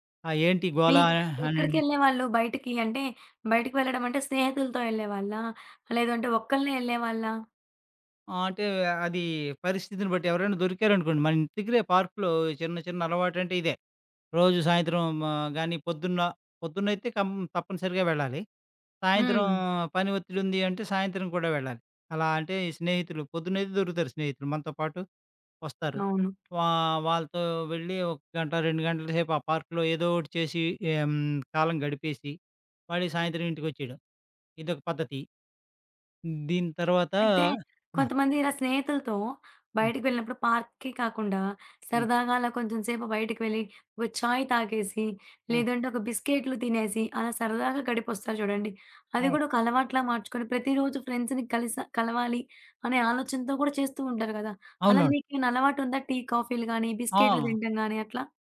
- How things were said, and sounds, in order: "తిరిగే" said as "తిగరే"; tapping; in English: "పార్క్‌కి"; in English: "ఫ్రెండ్స్‌ని"
- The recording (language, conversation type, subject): Telugu, podcast, రోజువారీ పనిలో ఆనందం పొందేందుకు మీరు ఏ చిన్న అలవాట్లు ఎంచుకుంటారు?